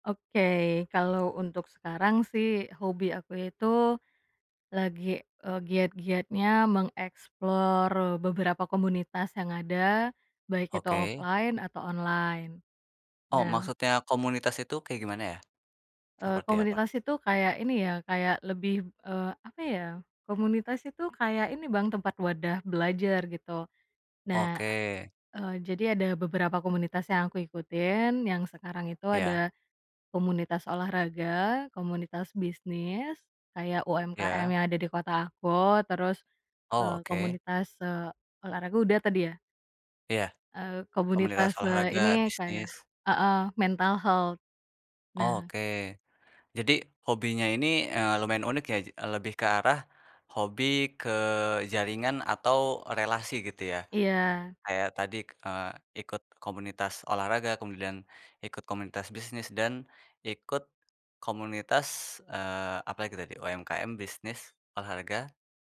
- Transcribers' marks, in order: other background noise; in English: "meng-explore"; in English: "offline"; in English: "mental health"
- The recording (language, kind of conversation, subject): Indonesian, podcast, Bagaimana kamu menyeimbangkan hobi dengan pekerjaan sehari-hari?